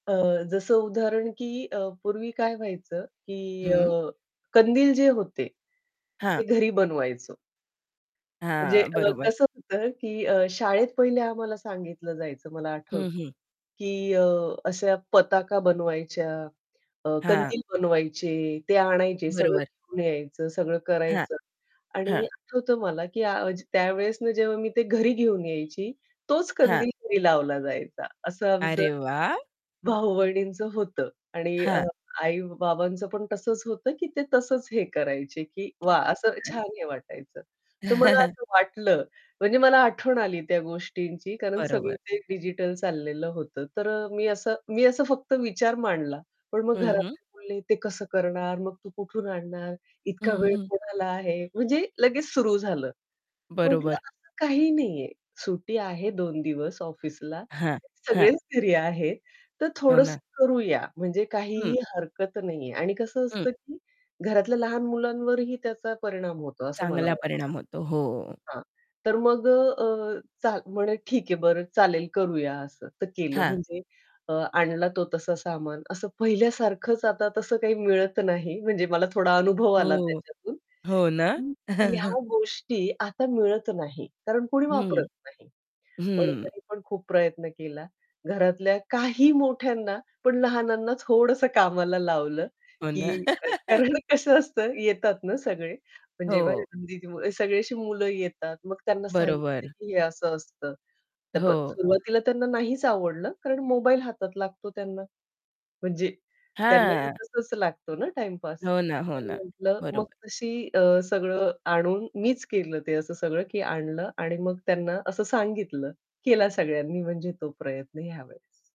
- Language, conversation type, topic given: Marathi, podcast, मर्यादित साधनसामग्री असतानाही आपण कल्पकता कशी वाढवू शकतो?
- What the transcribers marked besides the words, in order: tapping; distorted speech; static; other background noise; unintelligible speech; chuckle; laughing while speaking: "सगळेच फ्री"; chuckle; laugh; unintelligible speech